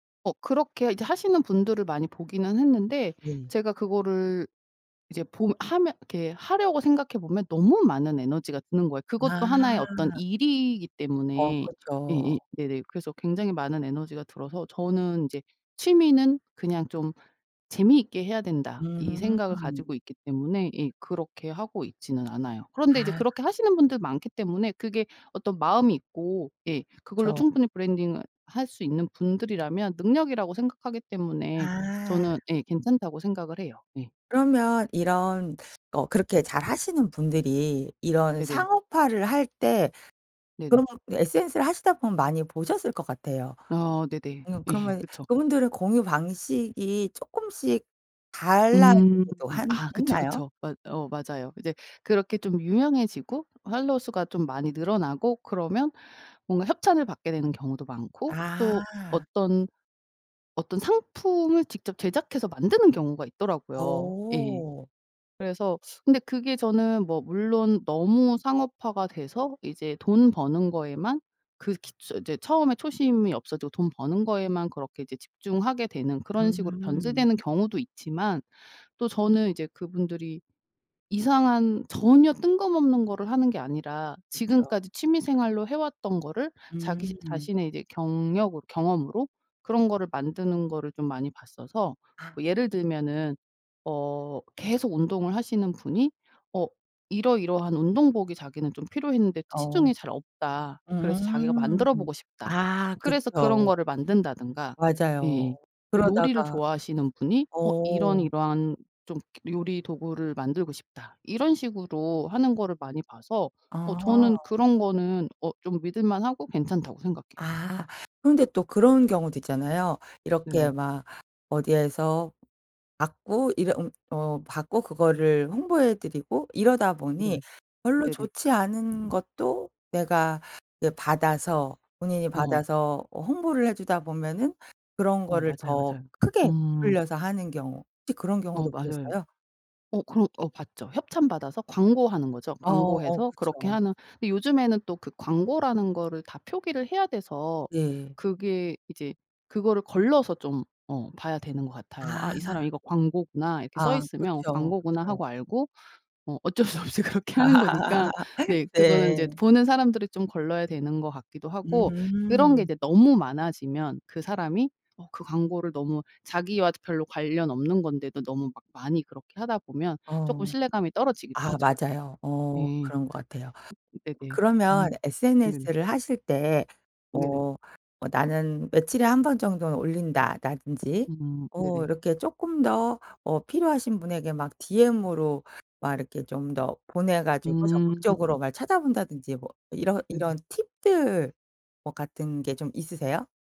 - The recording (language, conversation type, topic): Korean, podcast, 취미를 SNS에 공유하는 이유가 뭐야?
- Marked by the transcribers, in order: tapping; other background noise; teeth sucking; laughing while speaking: "예"; teeth sucking; laughing while speaking: "어쩔 수 없이 그렇게 하는 거니까"; laugh